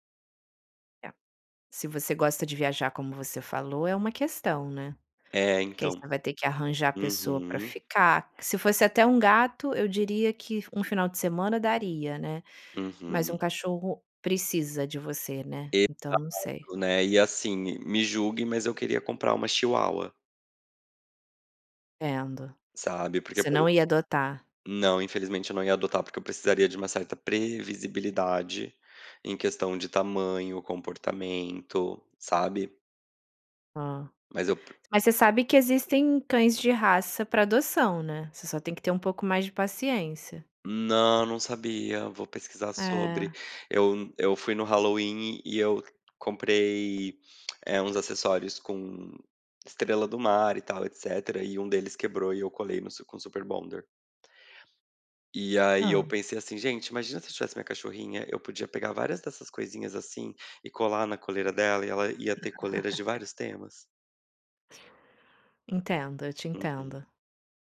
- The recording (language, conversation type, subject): Portuguese, advice, Devo comprar uma casa própria ou continuar morando de aluguel?
- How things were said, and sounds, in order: other background noise; laugh